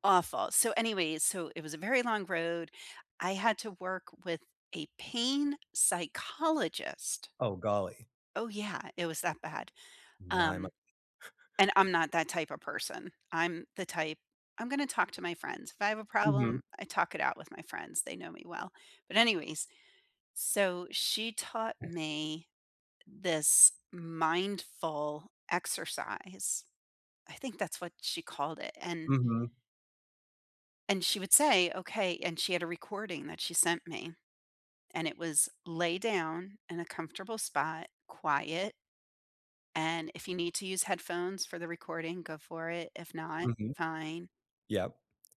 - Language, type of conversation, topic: English, unstructured, How can breathing techniques reduce stress and anxiety?
- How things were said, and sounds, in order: chuckle; tapping; other background noise